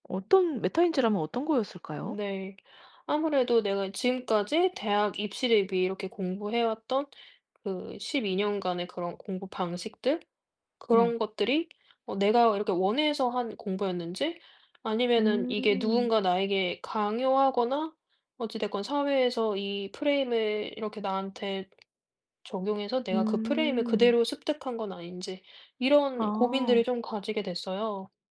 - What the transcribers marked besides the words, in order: other background noise
- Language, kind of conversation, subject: Korean, podcast, 자신의 공부 습관을 완전히 바꾸게 된 계기가 있으신가요?